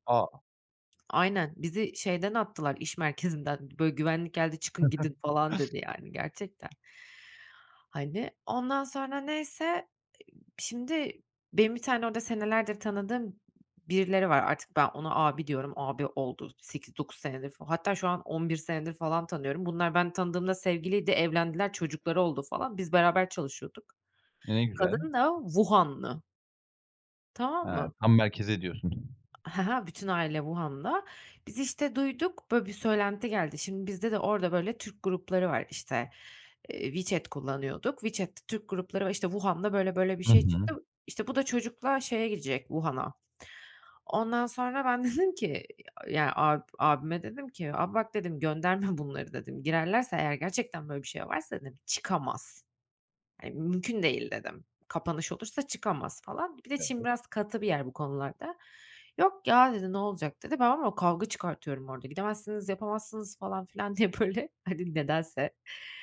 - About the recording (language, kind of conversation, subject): Turkish, podcast, Uçağı kaçırdığın bir anın var mı?
- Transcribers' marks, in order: chuckle; tapping; other background noise; unintelligible speech; laughing while speaking: "diye böyle"